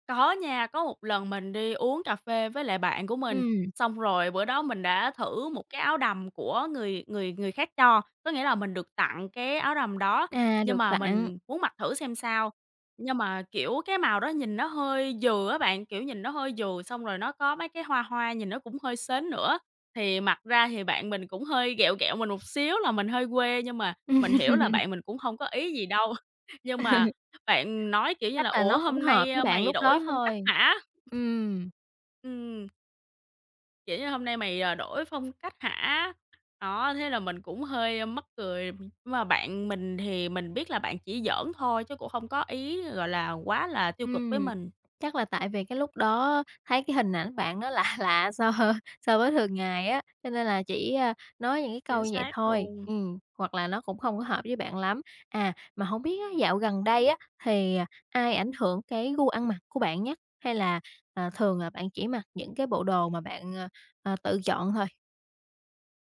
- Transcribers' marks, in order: tapping; other background noise; laugh; chuckle; laughing while speaking: "lạ lạ so"
- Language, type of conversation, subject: Vietnamese, podcast, Phong cách ăn mặc của bạn đã thay đổi như thế nào từ hồi nhỏ đến bây giờ?